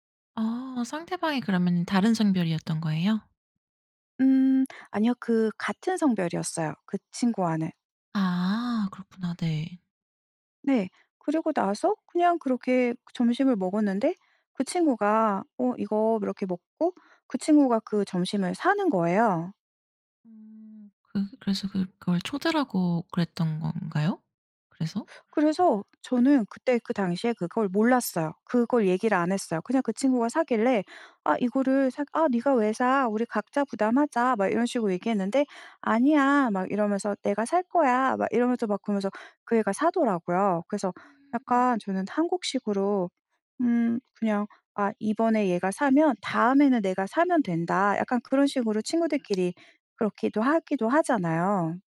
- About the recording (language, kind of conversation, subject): Korean, podcast, 문화 차이 때문에 어색했던 순간을 이야기해 주실래요?
- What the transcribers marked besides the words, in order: tapping